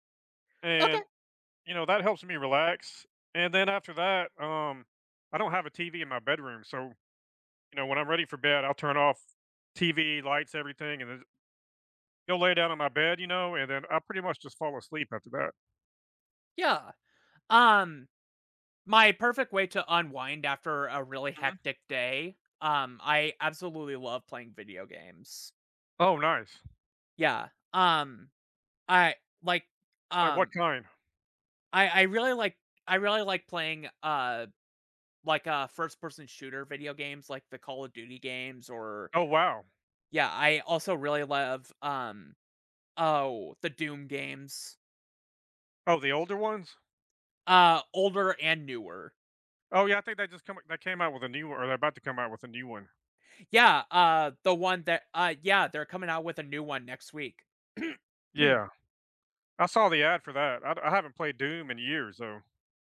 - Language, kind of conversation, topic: English, unstructured, What helps you recharge when life gets overwhelming?
- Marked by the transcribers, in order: other background noise; throat clearing